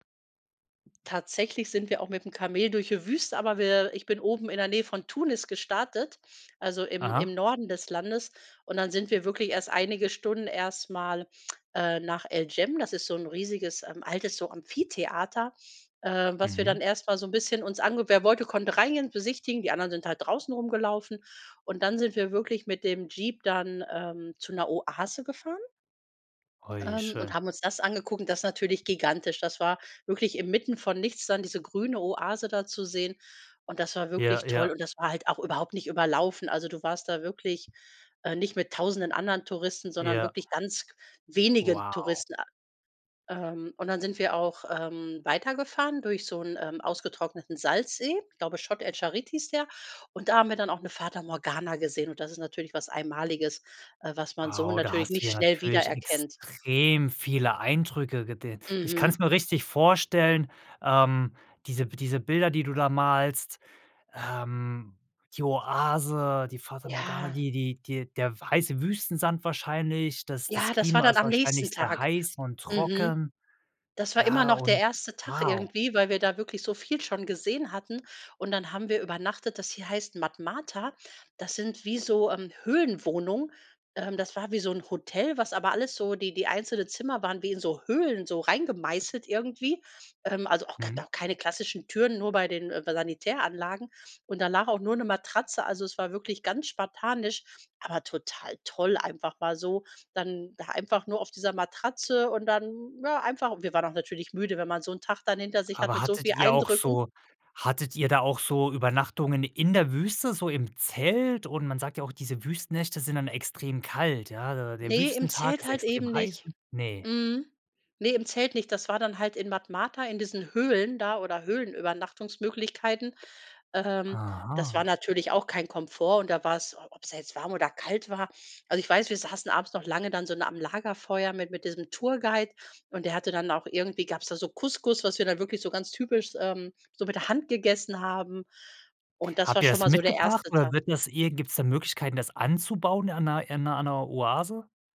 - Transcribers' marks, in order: tongue click; stressed: "Amphitheater"; drawn out: "Wow"; stressed: "extrem"; "gesehen" said as "gedehn"; stressed: "Oase"; stressed: "heiß"; unintelligible speech; unintelligible speech; stressed: "toll"; stressed: "Zelt?"; drawn out: "Aha"; stressed: "anzubauen"
- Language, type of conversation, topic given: German, podcast, Wie findest du lokale Geheimtipps, statt nur die typischen Touristenorte abzuklappern?